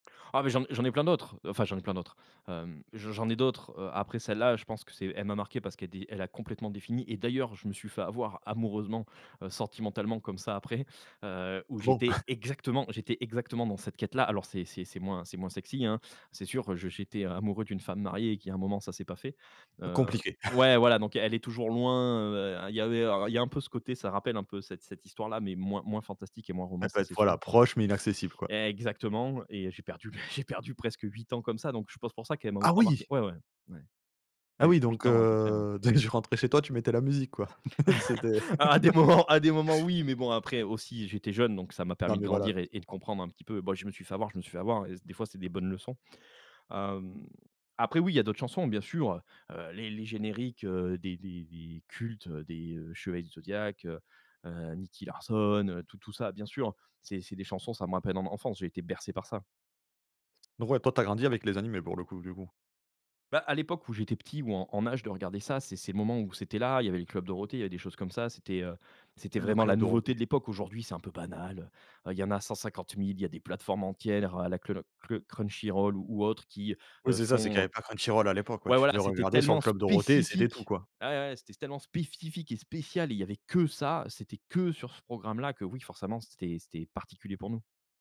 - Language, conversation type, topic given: French, podcast, Quelle chanson te ramène directement à ton enfance ?
- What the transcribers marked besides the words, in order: chuckle; chuckle; surprised: "Ah oui !"; laughing while speaking: "dès que tu rentrais chez toi"; chuckle; laughing while speaking: "Ah à des moments à des moments oui !"; chuckle; stressed: "spécifique"; stressed: "que"; stressed: "que"